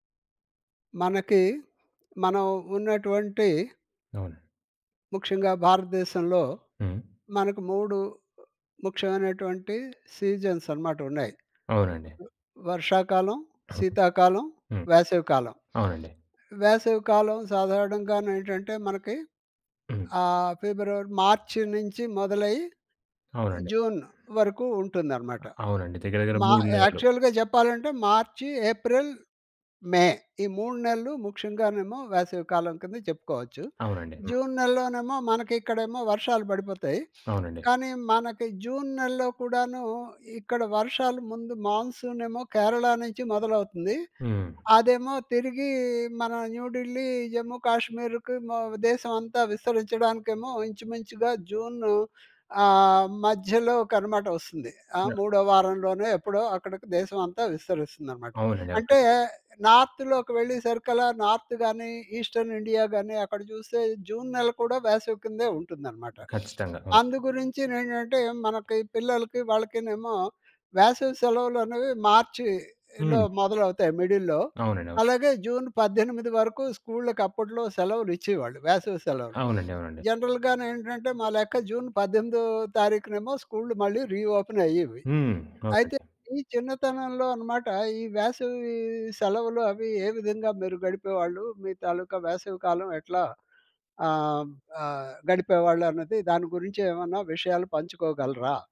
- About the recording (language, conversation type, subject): Telugu, podcast, మీ చిన్నతనంలో వేసవికాలం ఎలా గడిచేది?
- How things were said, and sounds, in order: in English: "సీజన్స్"; tapping; other noise; in English: "యాక్చువల్‌గా"; in English: "మాన్‌సూన్"; in English: "నార్త్‌లోకి"; other background noise; in English: "నార్త్"; in English: "ఈస్టర్న్‌ఇండియా"; in English: "మిడిల్‌లో"; in English: "జనరల్‌గా"; in English: "రీ‌ఓపెన్"